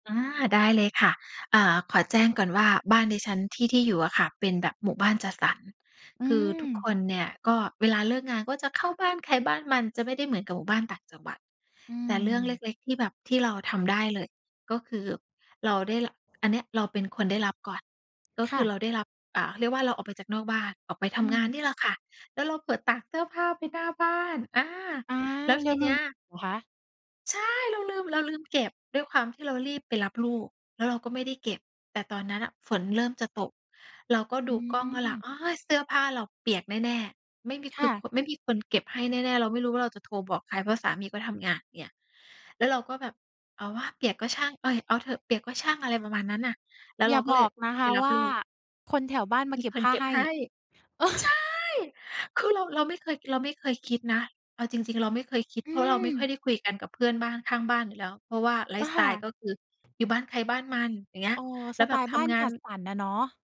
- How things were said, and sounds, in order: tapping; stressed: "ใช่"; chuckle
- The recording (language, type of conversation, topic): Thai, podcast, คุณมีวิธีแบ่งปันความสุขเล็กๆ น้อยๆ ให้เพื่อนบ้านอย่างไรบ้าง?